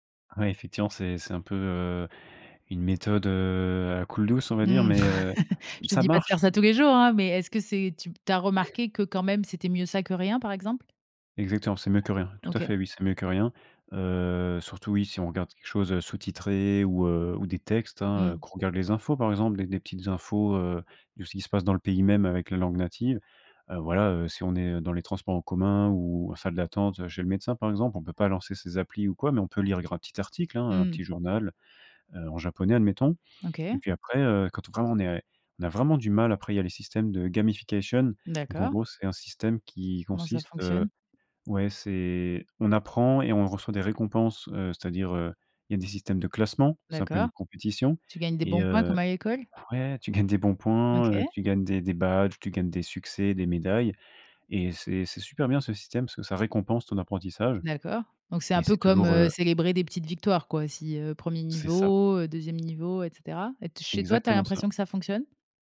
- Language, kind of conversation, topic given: French, podcast, Comment apprendre une langue sans perdre la motivation ?
- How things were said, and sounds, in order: laugh; stressed: "même"; put-on voice: "gamification"; tapping; stressed: "classement"